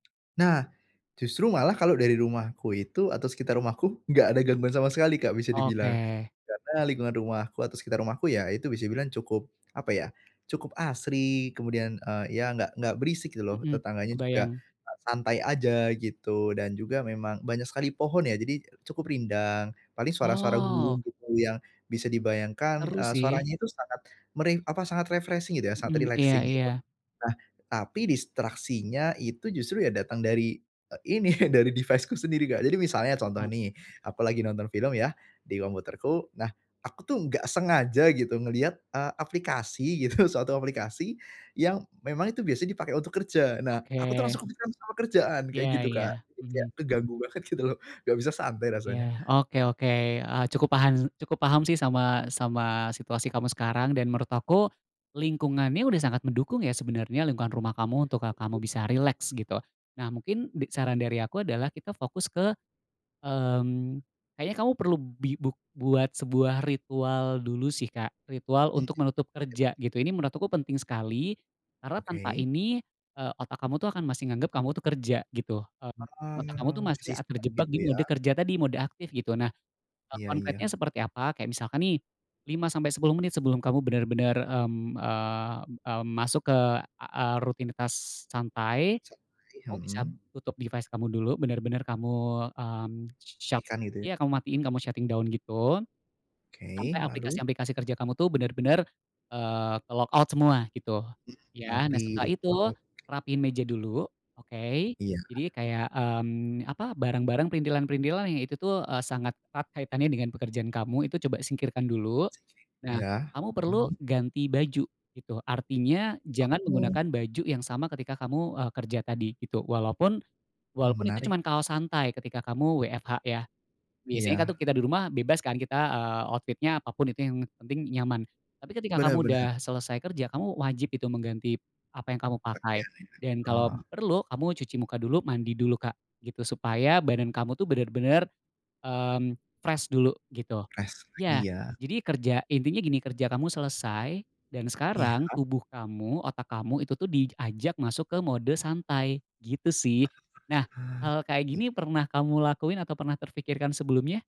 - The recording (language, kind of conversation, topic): Indonesian, advice, Bagaimana cara menciptakan suasana santai di rumah untuk menonton film dan bersantai?
- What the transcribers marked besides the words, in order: tapping; in English: "refreshing"; in English: "relaxing"; laughing while speaking: "ini, dari device-ku sendiri, Kak"; in English: "device-ku"; other background noise; unintelligible speech; laughing while speaking: "gitu"; laughing while speaking: "gitu loh"; "paham" said as "pahan"; unintelligible speech; in English: "stuck"; in English: "device"; in English: "shut"; in English: "shutting down"; in English: "ke-logout"; in English: "logout"; unintelligible speech; unintelligible speech; in English: "outfit-nya"; in English: "Rest"; in English: "fresh"; unintelligible speech